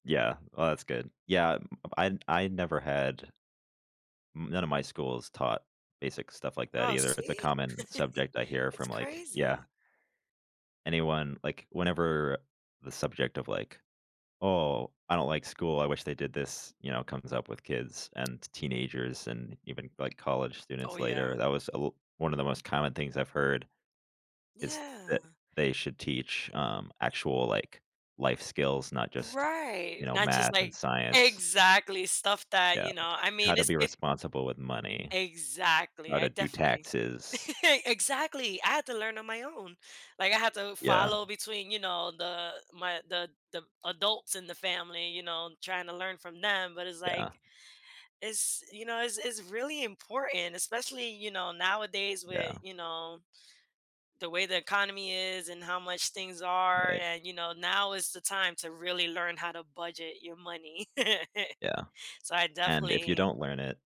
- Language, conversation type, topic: English, unstructured, How do early financial habits shape your future decisions?
- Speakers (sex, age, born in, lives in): female, 35-39, United States, United States; male, 20-24, United States, United States
- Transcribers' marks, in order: tapping; chuckle; laugh; chuckle